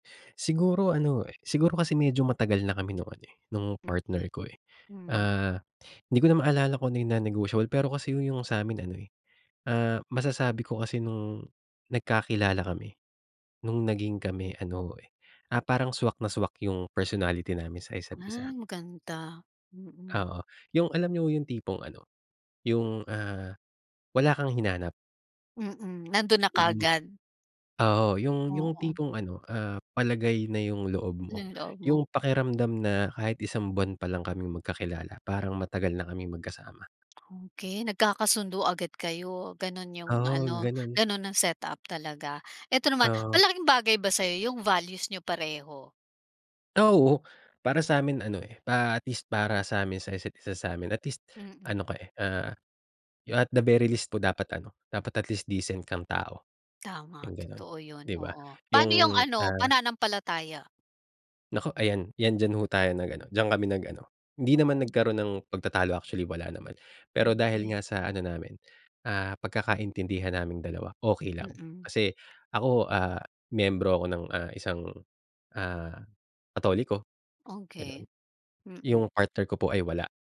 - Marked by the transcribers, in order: laugh
- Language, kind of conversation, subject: Filipino, podcast, Paano mo pinipili ang taong makakasama mo habang buhay?